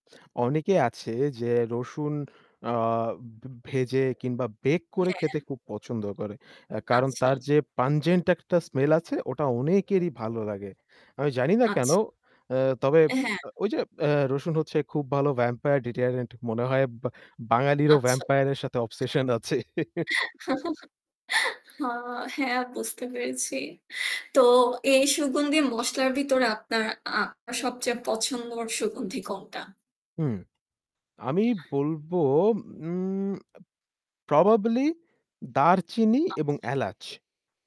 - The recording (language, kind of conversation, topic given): Bengali, unstructured, সুগন্ধি মসলা কীভাবে খাবারের স্বাদ বাড়ায়?
- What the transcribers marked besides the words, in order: in English: "bake"; static; in English: "pungent"; in English: "smell"; in English: "vampire deterrent"; in English: "vampire"; tapping; in English: "obsession"; chuckle; other noise; in English: "probably"